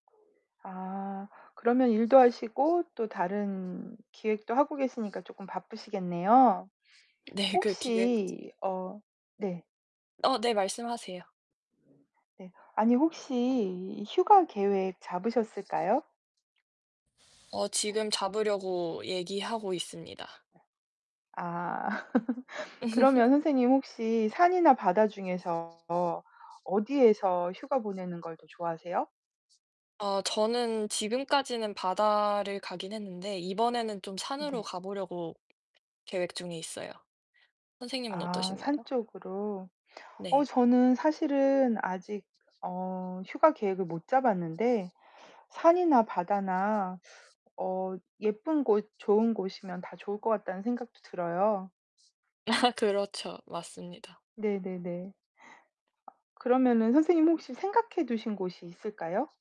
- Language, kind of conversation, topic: Korean, unstructured, 산과 바다 중 어디에서 휴가를 보내고 싶으신가요?
- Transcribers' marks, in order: other background noise; static; laugh; distorted speech; tapping; laughing while speaking: "아"